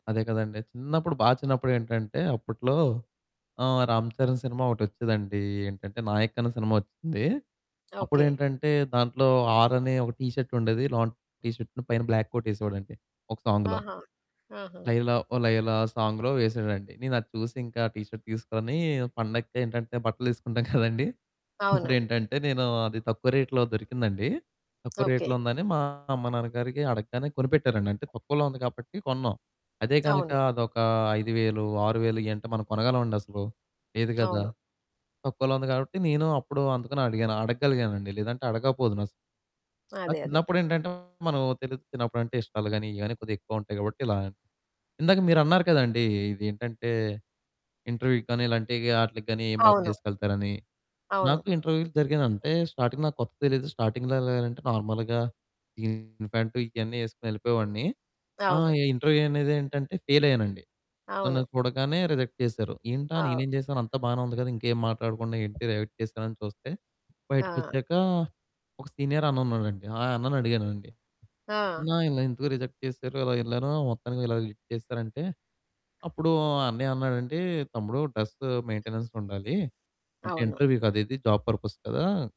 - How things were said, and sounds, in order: static; in English: "ఆర్"; in English: "టీ షర్ట్"; in English: "టీ షర్ట్‌ను"; in English: "బ్లాక్ కోట్"; in English: "సాంగ్‌లో"; tapping; in English: "సాంగ్‍లో"; other background noise; in English: "టీ షర్ట్"; chuckle; in English: "రేట్‌లో"; in English: "రేట్‌లో"; distorted speech; in English: "ఇంటర్వ్యూ‍కి"; in English: "స్టార్టింగ్"; in English: "స్టార్టింగ్‍లో"; in English: "నార్మల్‍గా"; in English: "ఇంటర్వ్యూ"; in English: "ఫెయిల్"; in English: "రిజెక్ట్"; in English: "రిజెక్ట్"; in English: "సీనియర్"; in English: "రిజెక్ట్"; in English: "డ్రెస్ మెయిన్‌టెనెన్స్"; in English: "ఇంటర్వ్యూ"; in English: "జాబ్ పర్పస్"
- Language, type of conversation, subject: Telugu, podcast, మీ దుస్తులు మీ గురించి మొదటి చూపులో ఏమి చెబుతాయి?
- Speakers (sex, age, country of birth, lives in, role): female, 45-49, India, India, host; male, 20-24, India, India, guest